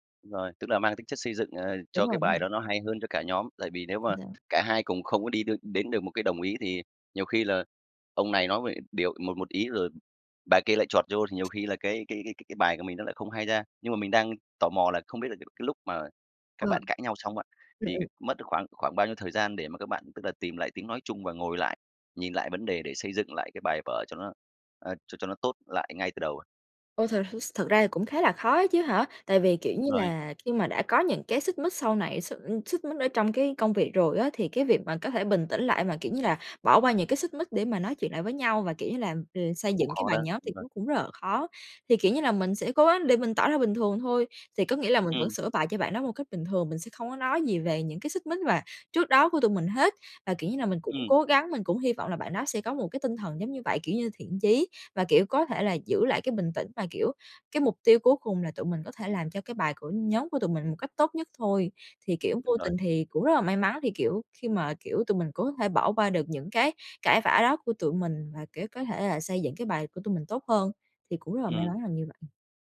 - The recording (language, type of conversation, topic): Vietnamese, podcast, Làm sao bạn giữ bình tĩnh khi cãi nhau?
- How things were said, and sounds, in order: other background noise